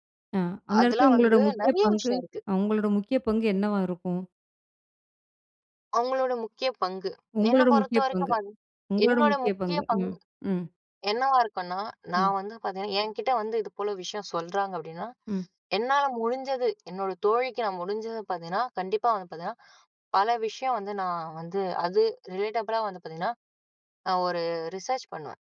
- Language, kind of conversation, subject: Tamil, podcast, நீங்கள் செய்யும் விஷயத்தை உங்கள் நண்பர்களும் குடும்பத்தாரும் எப்படி பார்க்கிறார்கள்?
- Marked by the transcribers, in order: other background noise; other noise; in English: "ரிலேட்டபுள்லா"; in English: "ரிசர்ச்"